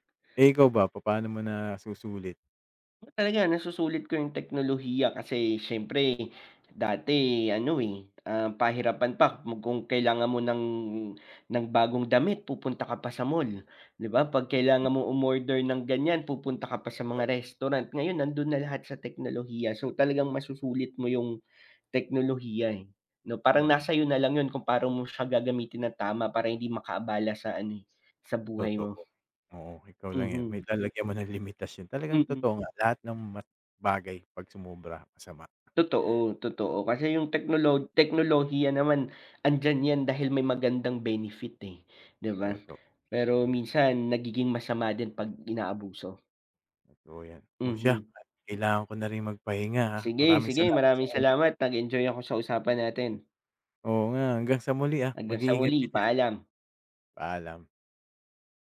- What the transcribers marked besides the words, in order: "pa'no" said as "paro"; chuckle
- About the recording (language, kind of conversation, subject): Filipino, unstructured, Paano mo gagamitin ang teknolohiya para mapadali ang buhay mo?